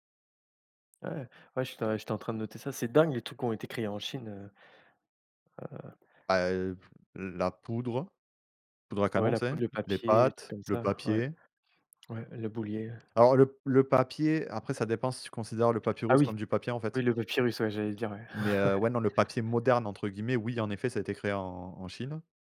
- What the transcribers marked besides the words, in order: stressed: "dingue"; other background noise; tapping; laughing while speaking: "ouais"
- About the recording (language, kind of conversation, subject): French, unstructured, Comment décidez-vous entre cuisiner à la maison et commander à emporter ?